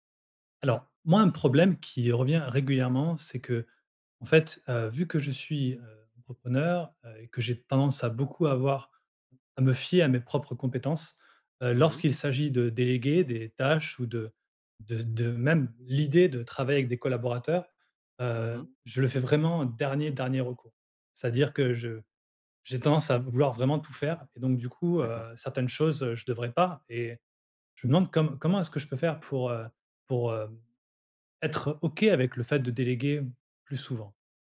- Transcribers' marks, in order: none
- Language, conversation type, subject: French, advice, Comment surmonter mon hésitation à déléguer des responsabilités clés par manque de confiance ?